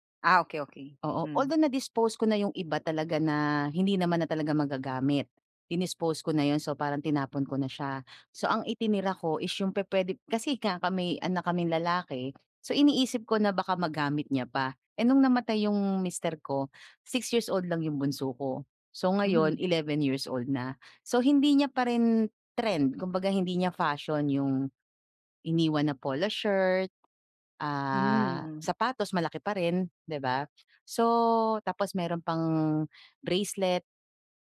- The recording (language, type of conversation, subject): Filipino, advice, Paano ko mababawasan nang may saysay ang sobrang dami ng gamit ko?
- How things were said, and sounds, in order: none